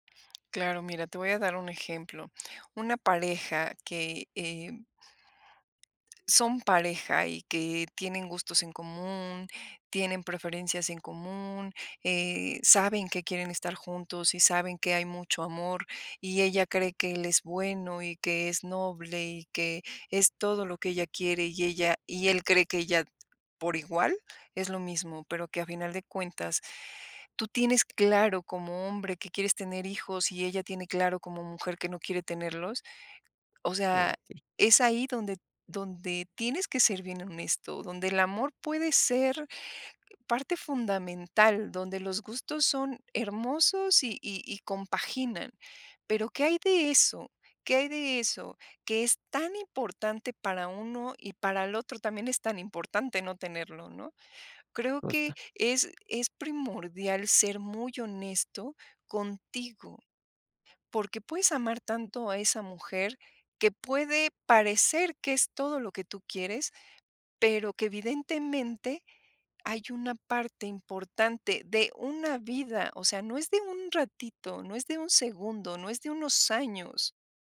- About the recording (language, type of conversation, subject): Spanish, podcast, ¿Cómo decides cuándo seguir insistiendo o cuándo soltar?
- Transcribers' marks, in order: tapping; other background noise